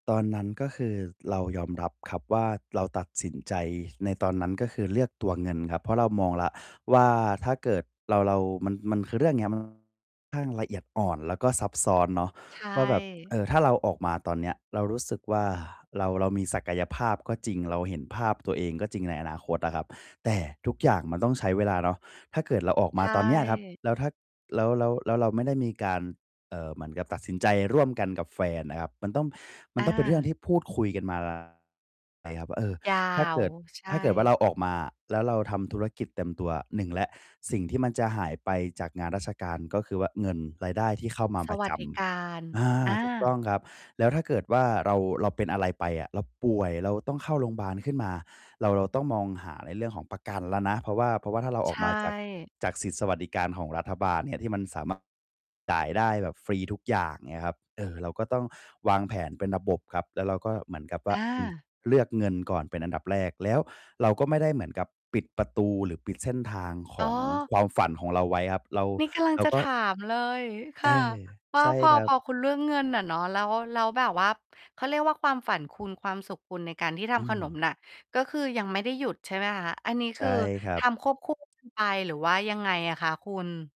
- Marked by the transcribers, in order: tapping; distorted speech; unintelligible speech
- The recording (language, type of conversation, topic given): Thai, podcast, เคยต้องเลือกระหว่างเงินกับความหมาย แล้วตัดสินใจอย่างไร?